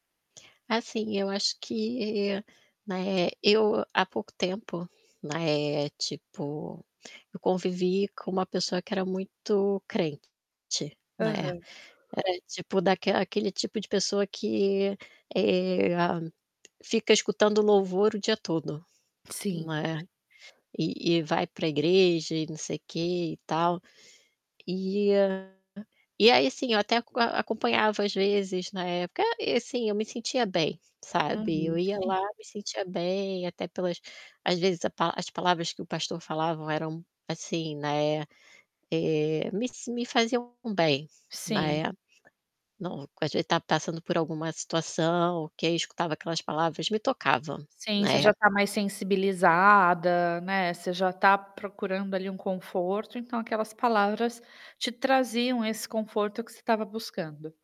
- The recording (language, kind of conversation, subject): Portuguese, advice, Como você descreveria sua crise espiritual e as dúvidas sobre suas crenças pessoais?
- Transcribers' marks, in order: distorted speech; static; other background noise; tapping